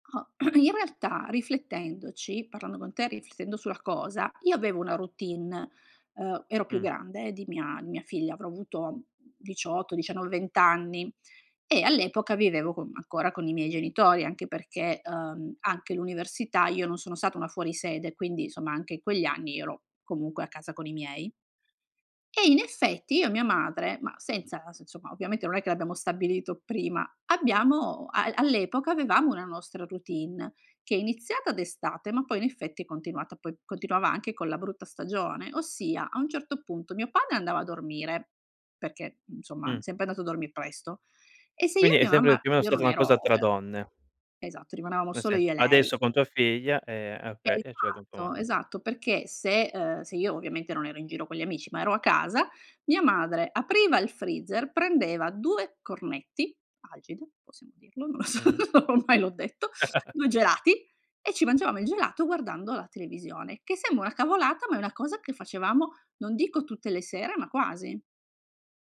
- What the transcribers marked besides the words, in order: throat clearing; "Algida" said as "algido"; laughing while speaking: "Non lo so"; chuckle; other background noise
- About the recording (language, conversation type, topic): Italian, podcast, Raccontami una routine serale che ti aiuta a rilassarti davvero?